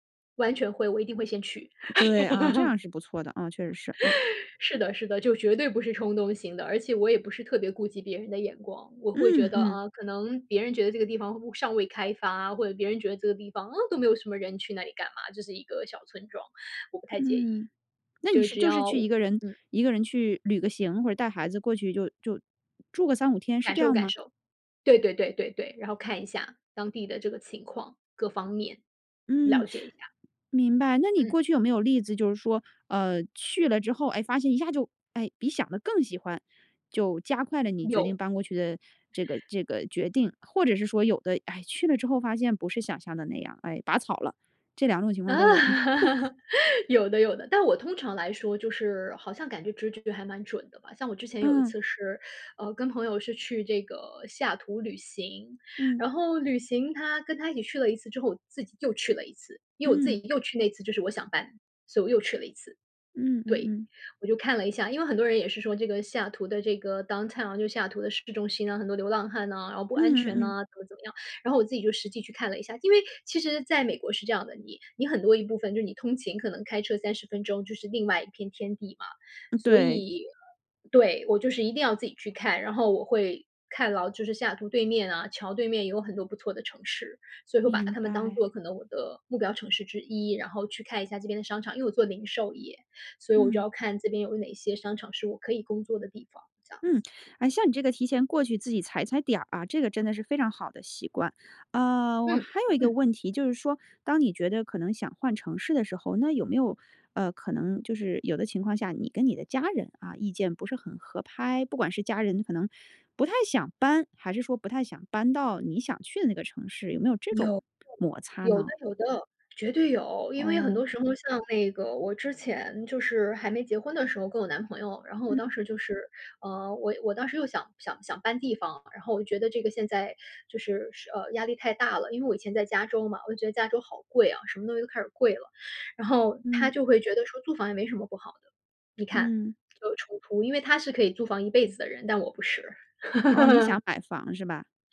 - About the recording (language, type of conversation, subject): Chinese, podcast, 你是如何决定要不要换个城市生活的？
- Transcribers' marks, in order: laugh; put-on voice: "啊"; sniff; laugh; laugh; other background noise; teeth sucking; in English: "Downtown"; tapping; laugh